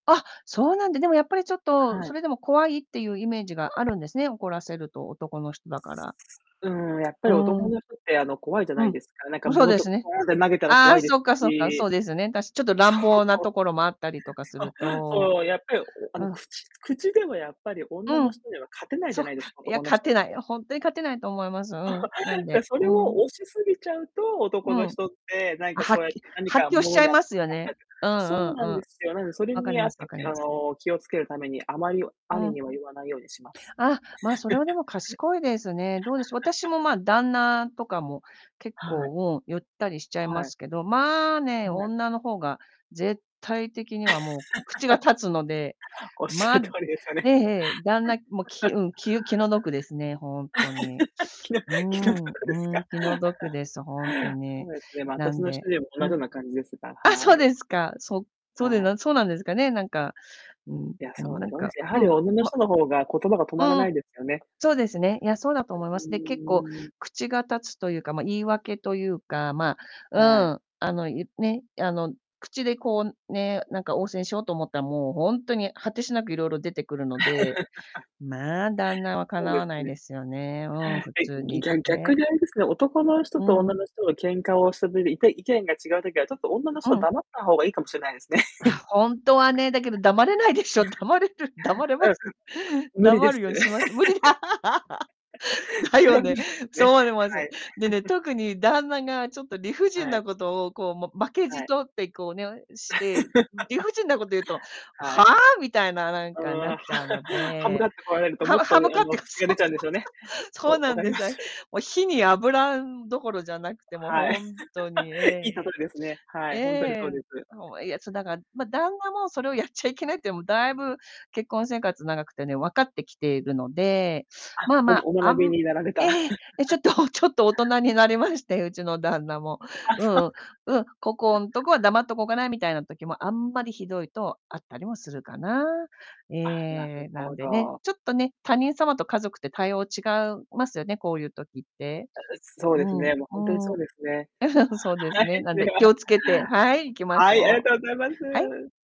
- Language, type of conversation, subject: Japanese, unstructured, 意見が違う相手とは、どのように話し合いますか？
- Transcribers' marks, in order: tapping; chuckle; chuckle; laugh; laughing while speaking: "おっしゃる通りですよね"; chuckle; laugh; laughing while speaking: "気の 気の毒ですか？"; chuckle; unintelligible speech; laugh; laughing while speaking: "黙れないでしょ？黙れる？黙れます？"; chuckle; laughing while speaking: "無理だ"; laugh; chuckle; laugh; laughing while speaking: "は"; laughing while speaking: "そう そう そう"; laugh; laughing while speaking: "やっちゃいけないっていうのも"; chuckle; laughing while speaking: "あ、そうか"; chuckle; chuckle